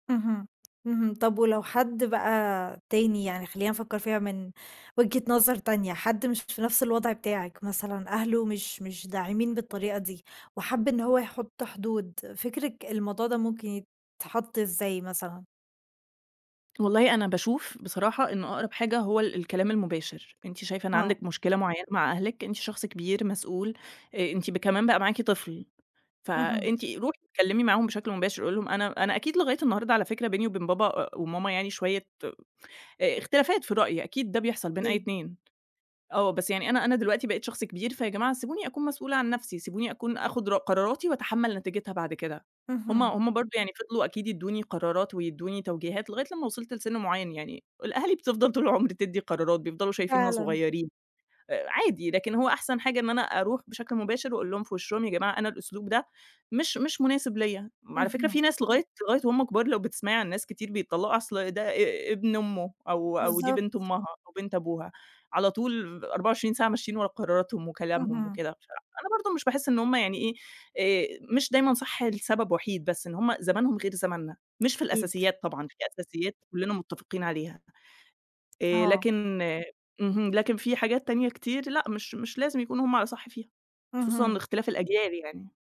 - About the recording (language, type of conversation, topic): Arabic, podcast, قد إيه بتأثر بآراء أهلك في قراراتك؟
- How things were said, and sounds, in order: tapping; laughing while speaking: "بتفضَل طُول العُمر"